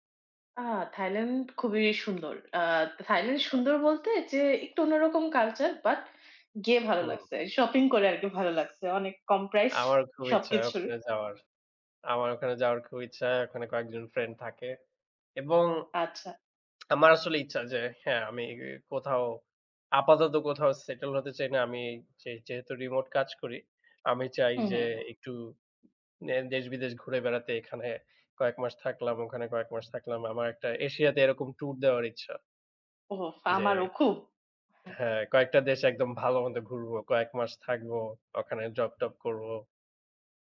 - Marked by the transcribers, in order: other background noise; in English: "culture"; tsk; in English: "settle"; in English: "remote"; in English: "tour"
- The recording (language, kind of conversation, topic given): Bengali, unstructured, ভ্রমণে গিয়ে কখনো কি কোনো জায়গার প্রতি আপনার ভালোবাসা জন্মেছে?